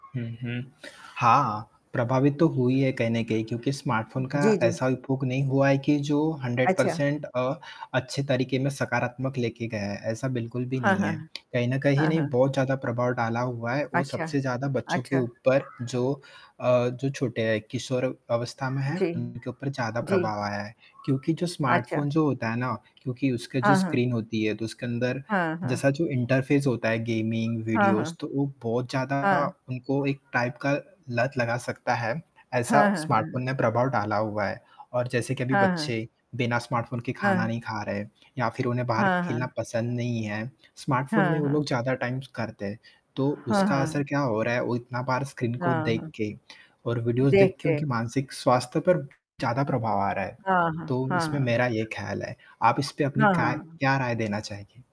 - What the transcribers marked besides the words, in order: static; other background noise; in English: "स्मार्टफोन"; in English: "हंड्रेड पर्सेंट"; tapping; in English: "स्मार्टफोन"; in English: "इंटरफेस"; in English: "गेमिंग वीडियोज"; distorted speech; in English: "टाइप"; in English: "स्मार्टफोन"; in English: "स्मार्टफोन"; in English: "स्मार्टफोन"; in English: "टाइम"; in English: "वीडियोज़"
- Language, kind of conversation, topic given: Hindi, unstructured, स्मार्टफोन ने आपके दैनिक जीवन को कैसे बदल दिया है?